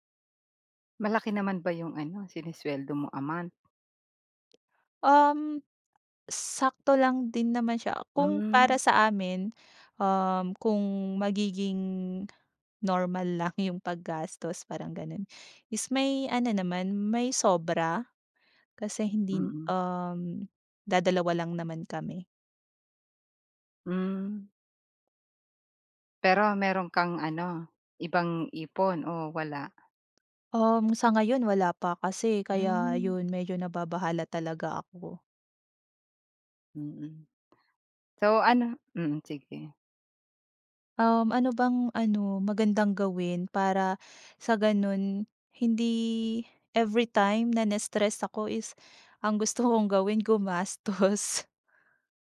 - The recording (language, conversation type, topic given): Filipino, advice, Paano ko mababalanse ang kasiyahan ngayon at seguridad sa pera para sa kinabukasan?
- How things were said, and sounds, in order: none